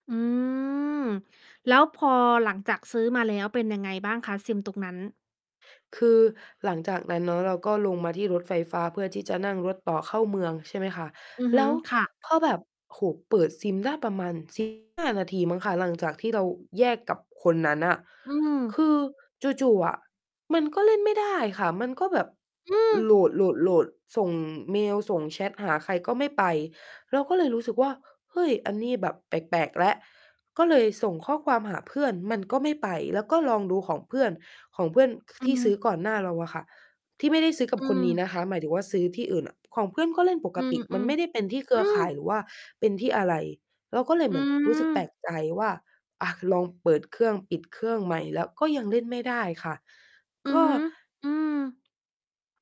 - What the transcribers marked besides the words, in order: distorted speech; other noise
- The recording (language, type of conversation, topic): Thai, podcast, คุณเคยถูกมิจฉาชีพหลอกระหว่างท่องเที่ยวไหม?